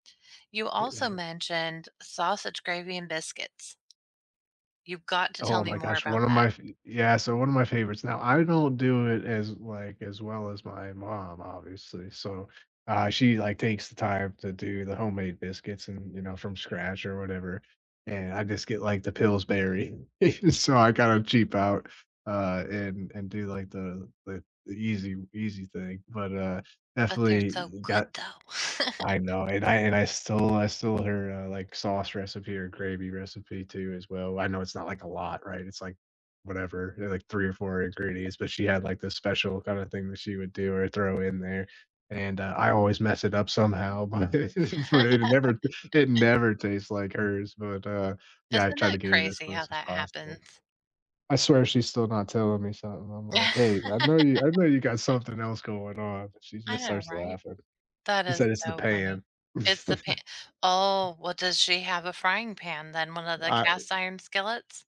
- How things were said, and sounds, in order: tapping; other background noise; giggle; laugh; laughing while speaking: "but"; laugh; chuckle
- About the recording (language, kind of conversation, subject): English, unstructured, What meal brings back strong memories for you?
- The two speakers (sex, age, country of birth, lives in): female, 45-49, United States, United States; male, 35-39, United States, United States